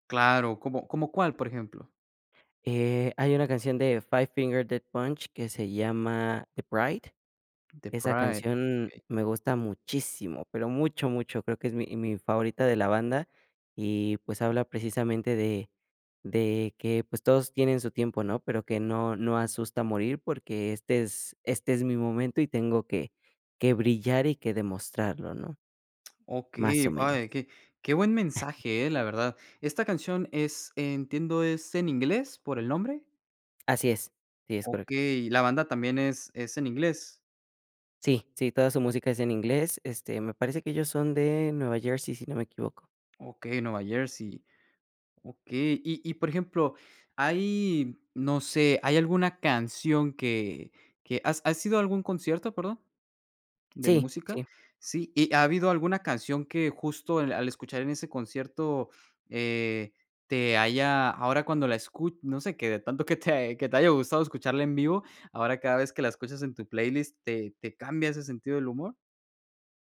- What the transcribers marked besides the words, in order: other background noise; unintelligible speech
- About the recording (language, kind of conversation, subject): Spanish, podcast, ¿Qué canción te pone de buen humor al instante?